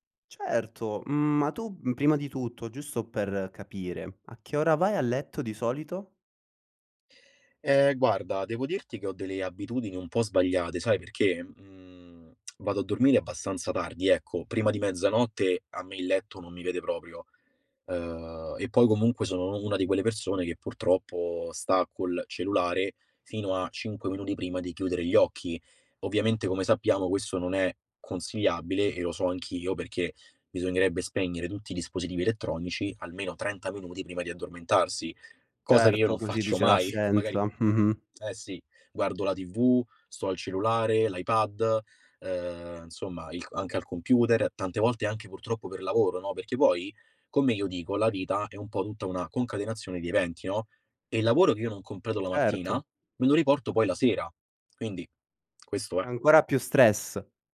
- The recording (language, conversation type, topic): Italian, advice, Come posso superare le difficoltà nel svegliarmi presto e mantenere una routine mattutina costante?
- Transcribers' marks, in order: lip smack